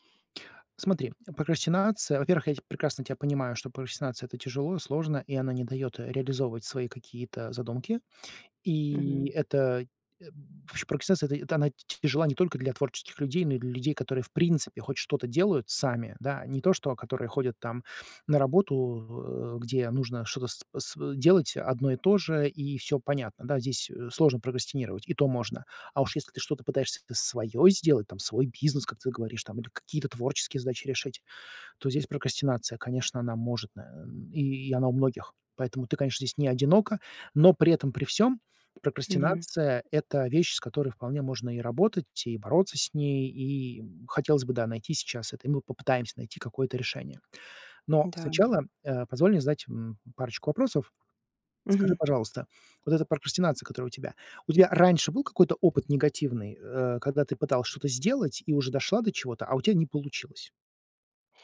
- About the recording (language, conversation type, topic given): Russian, advice, Как вы прокрастинируете из-за страха неудачи и самокритики?
- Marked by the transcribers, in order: tapping